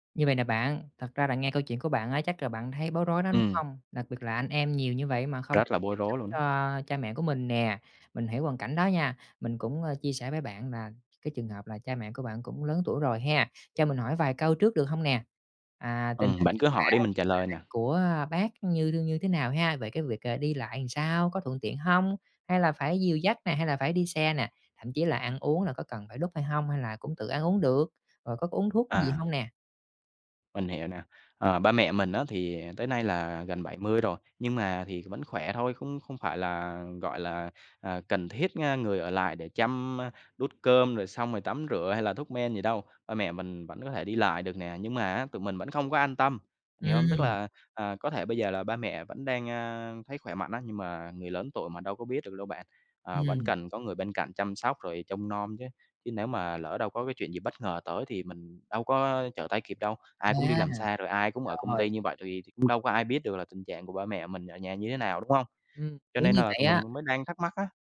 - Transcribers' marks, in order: tapping; other background noise
- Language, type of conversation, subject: Vietnamese, advice, Khi cha mẹ đã lớn tuổi và sức khỏe giảm sút, tôi nên tự chăm sóc hay thuê dịch vụ chăm sóc?
- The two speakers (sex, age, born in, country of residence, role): male, 25-29, Vietnam, Vietnam, user; male, 30-34, Vietnam, Vietnam, advisor